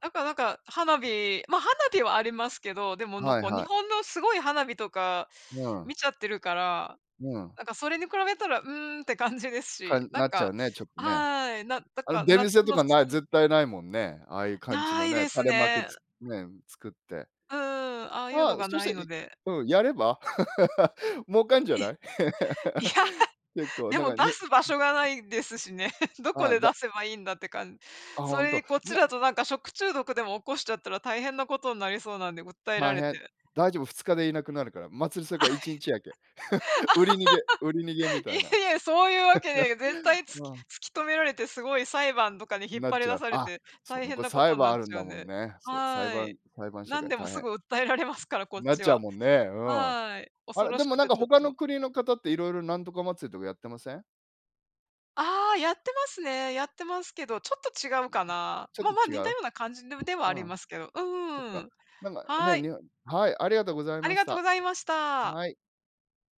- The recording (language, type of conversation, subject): Japanese, unstructured, 祭りに行った思い出はありますか？
- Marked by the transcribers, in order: laugh; laughing while speaking: "いや"; laugh; chuckle; laugh; laughing while speaking: "いやいや"; chuckle; chuckle; other background noise